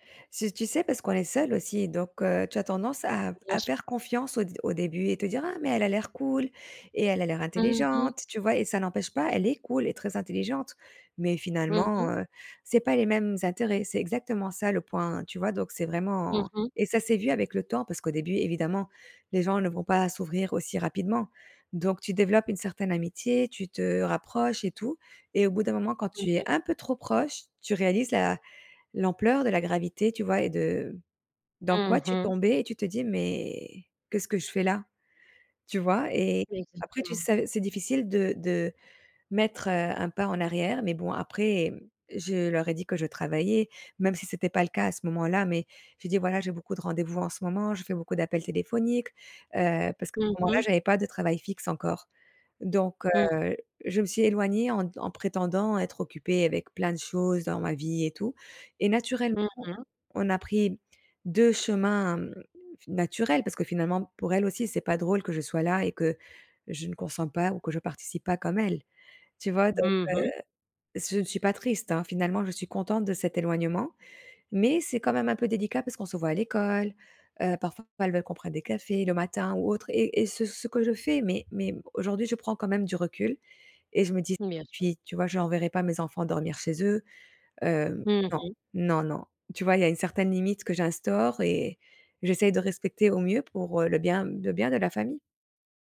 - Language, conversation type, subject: French, advice, Pourquoi est-ce que je me sens mal à l’aise avec la dynamique de groupe quand je sors avec mes amis ?
- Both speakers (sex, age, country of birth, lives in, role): female, 35-39, France, Portugal, advisor; female, 35-39, France, Spain, user
- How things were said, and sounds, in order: none